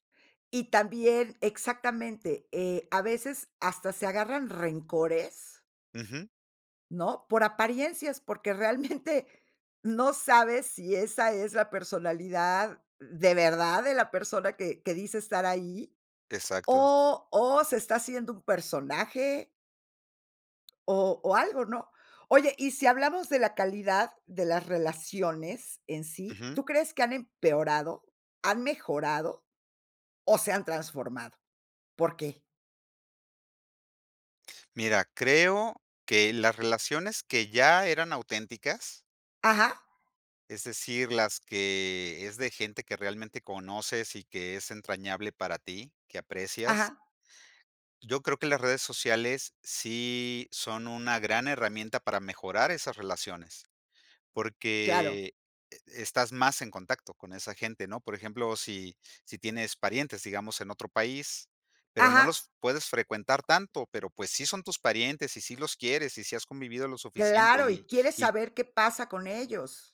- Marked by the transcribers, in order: laughing while speaking: "realmente"; other background noise
- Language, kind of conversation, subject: Spanish, podcast, ¿Cómo cambian las redes sociales nuestra forma de relacionarnos?